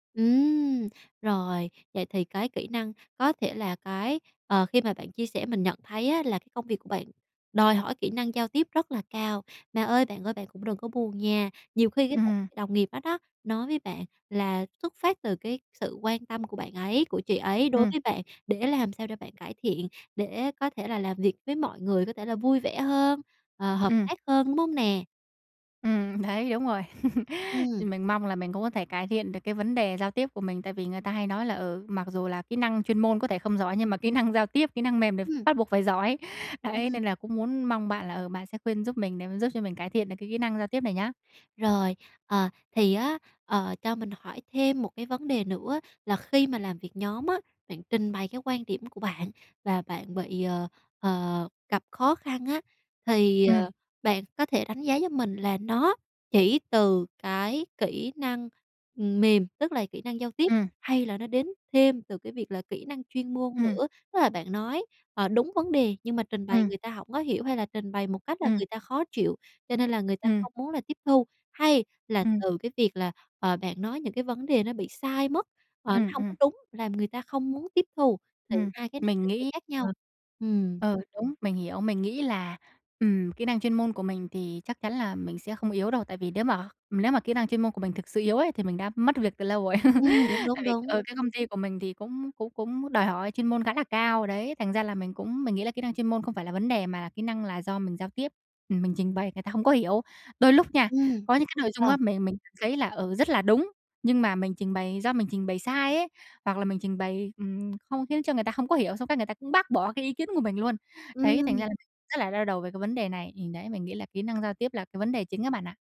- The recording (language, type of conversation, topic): Vietnamese, advice, Làm thế nào để tôi giao tiếp chuyên nghiệp hơn với đồng nghiệp?
- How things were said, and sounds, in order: unintelligible speech; tapping; chuckle; chuckle; unintelligible speech